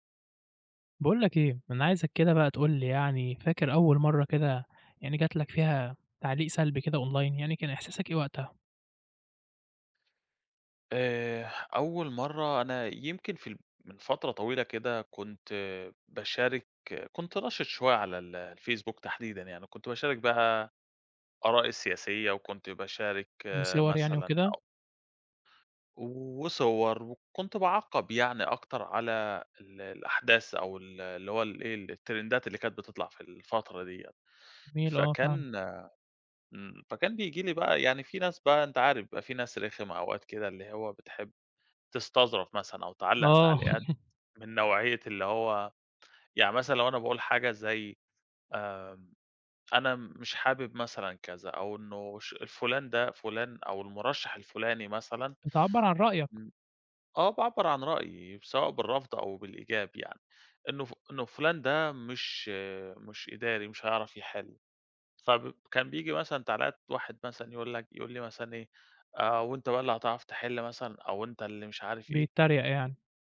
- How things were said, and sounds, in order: in English: "أونلاين"; in English: "الترندات"; chuckle
- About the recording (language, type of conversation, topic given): Arabic, podcast, إزاي بتتعامل مع التعليقات السلبية على الإنترنت؟